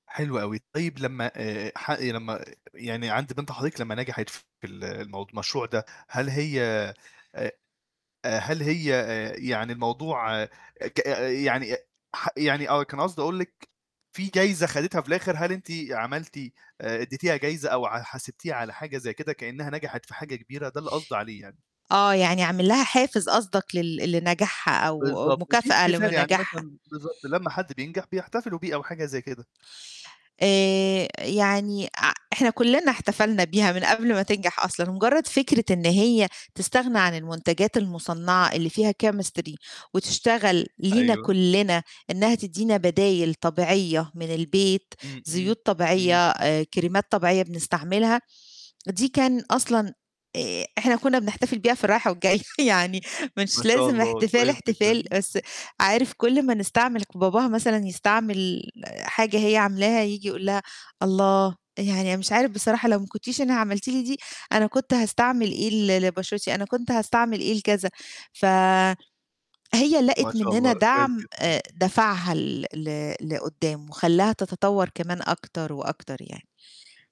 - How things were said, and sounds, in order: other background noise; distorted speech; static; in English: "chemistry"; laughing while speaking: "والجاية يعني"
- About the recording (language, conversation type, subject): Arabic, podcast, إيه نصيحتك للي خايف يشارك شغله لأول مرة؟